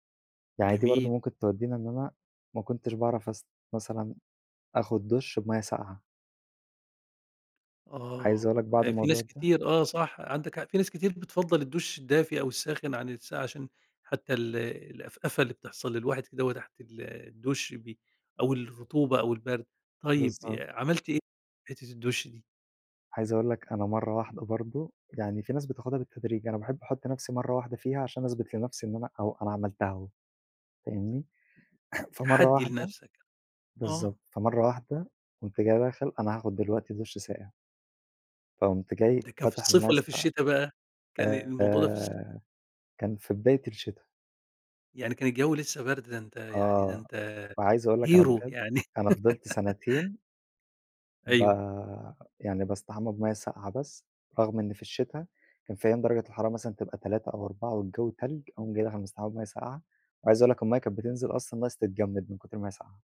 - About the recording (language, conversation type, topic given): Arabic, podcast, إزاي بتستمتع بتحضير فنجان قهوة أو شاي؟
- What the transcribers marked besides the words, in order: throat clearing; in English: "hero"; laugh